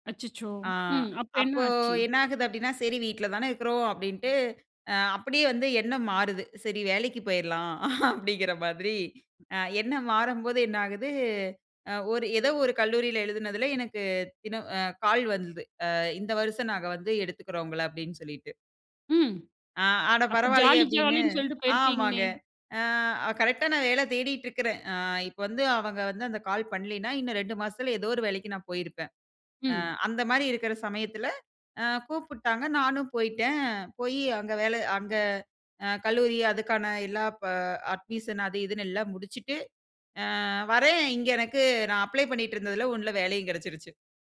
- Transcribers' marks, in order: chuckle; other background noise
- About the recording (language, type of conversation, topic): Tamil, podcast, உங்களுக்கு முன்னேற்றம் முக்கியமா, அல்லது மனஅமைதி முக்கியமா?